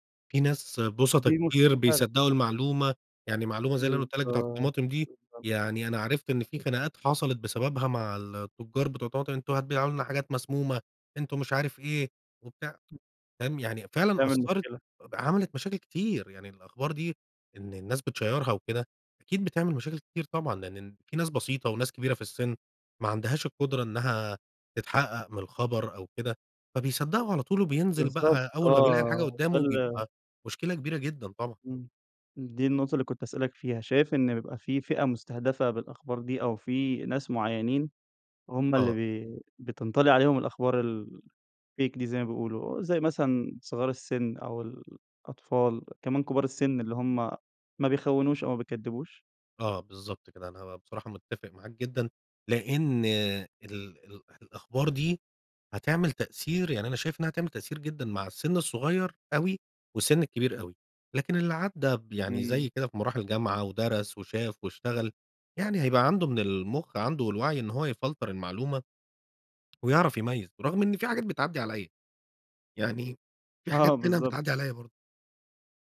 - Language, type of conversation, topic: Arabic, podcast, إزاي بتتعامل مع الأخبار الكاذبة على السوشيال ميديا؟
- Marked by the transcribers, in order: unintelligible speech; in English: "بتشيرها"; in English: "الfake"; in English: "يفلتر"; tapping; laughing while speaking: "آه"